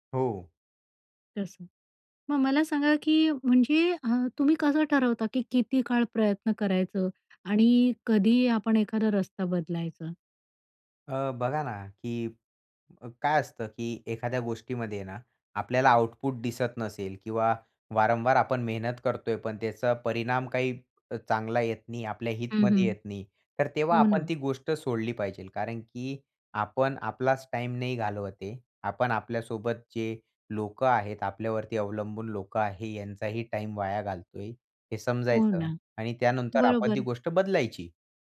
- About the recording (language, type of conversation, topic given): Marathi, podcast, अपयशानंतर पर्यायी योजना कशी आखतोस?
- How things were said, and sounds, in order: in English: "आउटपुट"